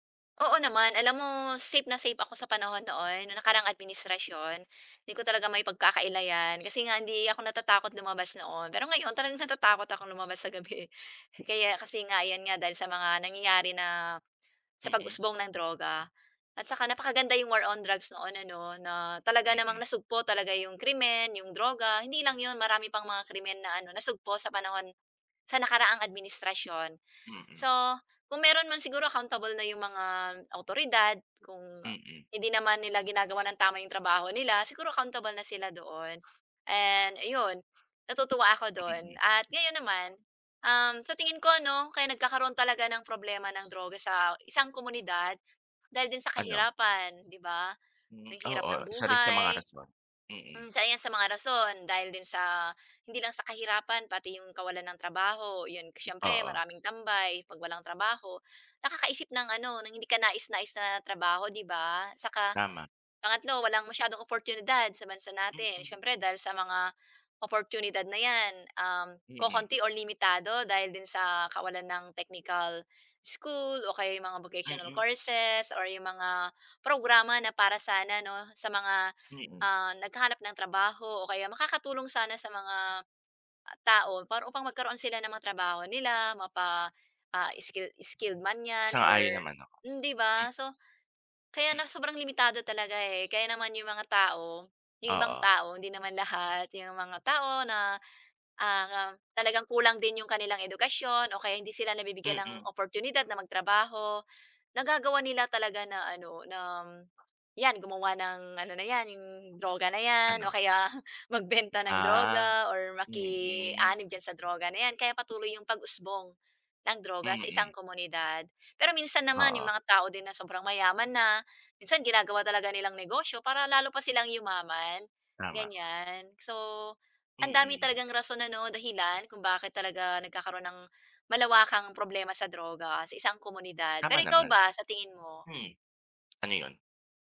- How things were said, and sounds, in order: none
- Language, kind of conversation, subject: Filipino, unstructured, Ano ang nararamdaman mo kapag may umuusbong na isyu ng droga sa inyong komunidad?
- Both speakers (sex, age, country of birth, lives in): female, 40-44, Philippines, Philippines; male, 40-44, Philippines, Philippines